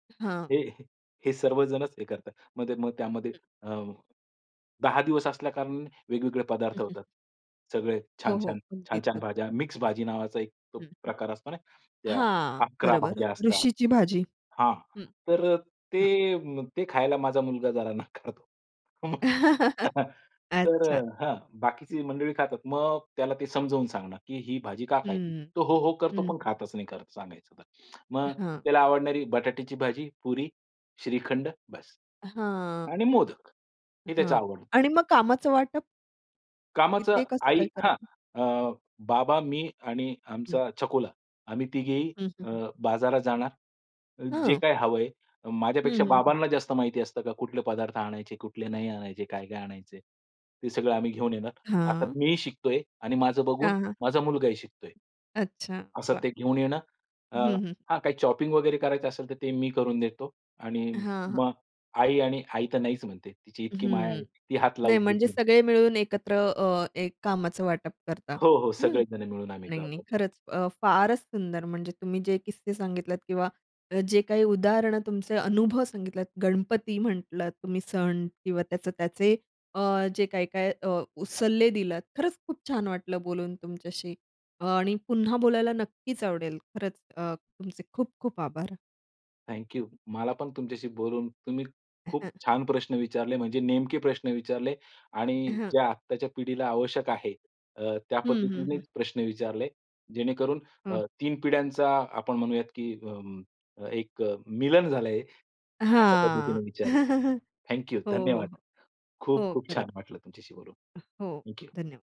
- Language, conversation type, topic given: Marathi, podcast, तुम्ही कुटुंबातील सण-उत्सव कसे साजरे करता?
- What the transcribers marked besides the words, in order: laughing while speaking: "हे"; chuckle; laughing while speaking: "नाकारतो. उम्म"; chuckle; other background noise; "छकुला" said as "छकोला"; tapping; in English: "चॉपिंग"; chuckle; chuckle